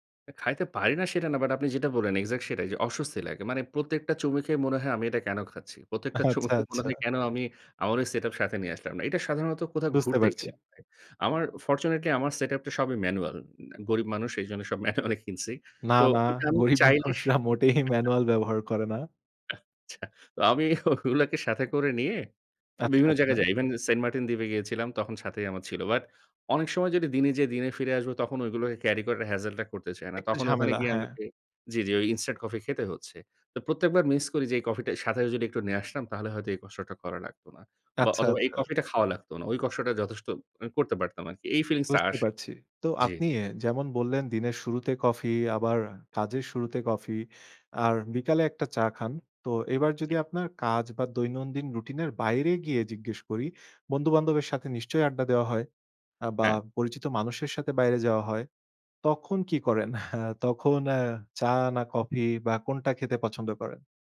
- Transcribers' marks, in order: laughing while speaking: "প্রত্যেকটা চুমুকে মনে হয়, কেন … নিয়ে আসলাম না?"; in English: "ফরচুনেটলি"; in English: "ম্যানুয়াল"; in English: "ম্যানুয়ালি"; laughing while speaking: "গরীব মানুষরা মোটেই ম্যানুয়াল ব্যবহার করে না"; in English: "ম্যানুয়াল"; laughing while speaking: "আচ্ছা। তো আমি ওগুলাকে"; in English: "হেজেল"; scoff; tapping
- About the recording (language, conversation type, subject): Bengali, podcast, কফি বা চা খাওয়া আপনার এনার্জিতে কী প্রভাব ফেলে?